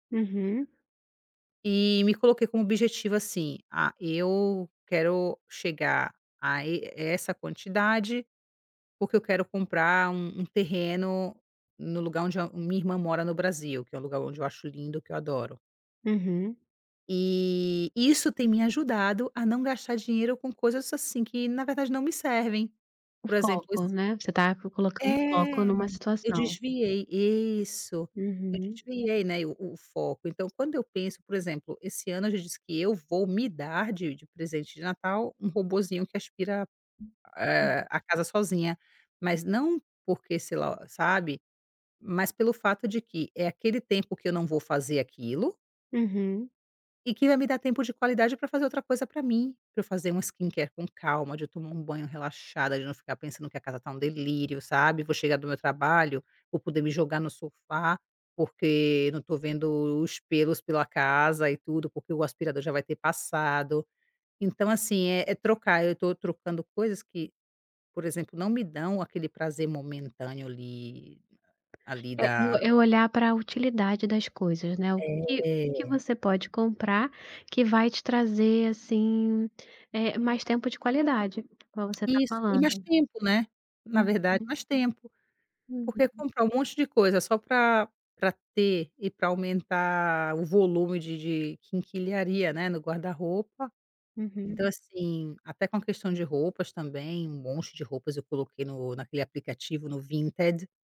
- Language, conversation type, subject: Portuguese, advice, Gastar impulsivamente para lidar com emoções negativas
- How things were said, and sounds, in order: other background noise; tapping; in English: "skincare"